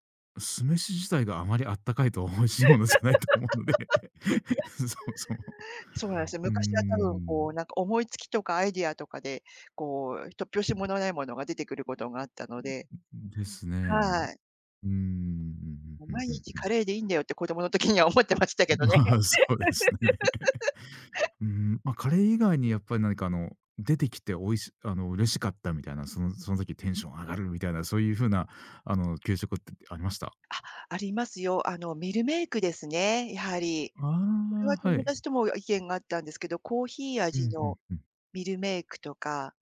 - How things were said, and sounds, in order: laugh; laughing while speaking: "美味しいものじゃないと思うので、そもそも"; laughing while speaking: "まあ、そうですね"; laughing while speaking: "時には思ってましたけどね"; laugh
- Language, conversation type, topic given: Japanese, podcast, 子どもの頃の食べ物の思い出を聞かせてくれますか？